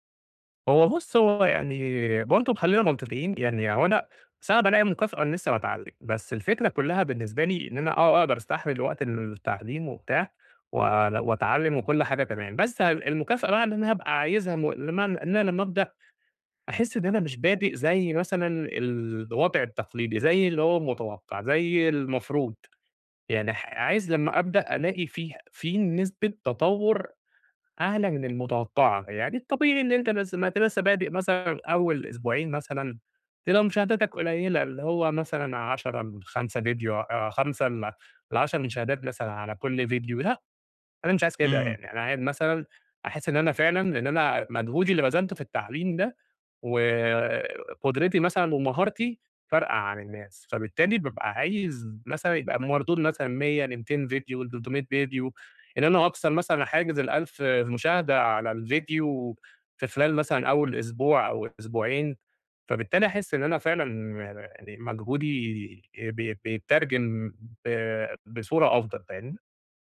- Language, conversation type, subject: Arabic, advice, إزاي أختار مكافآت بسيطة وفعّالة تخلّيني أكمّل على عاداتي اليومية الجديدة؟
- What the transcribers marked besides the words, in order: none